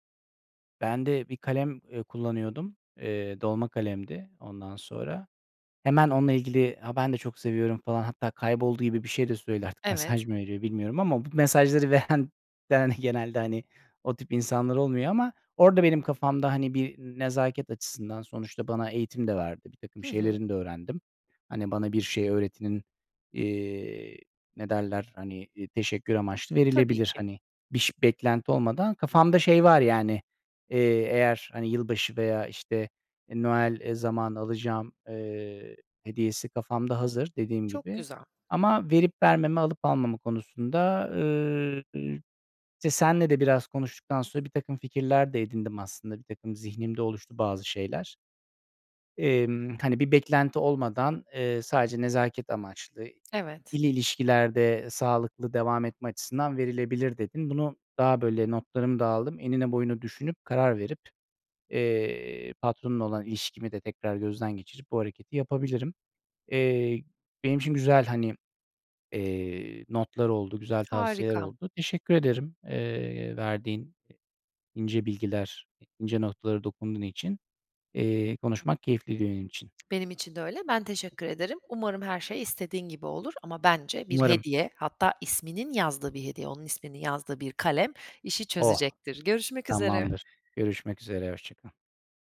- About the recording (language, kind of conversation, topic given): Turkish, advice, Zor bir patronla nasıl sağlıklı sınırlar koyup etkili iletişim kurabilirim?
- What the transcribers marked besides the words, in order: laughing while speaking: "artık mesaj mı"; laughing while speaking: "veren veren genelde"; other noise; tapping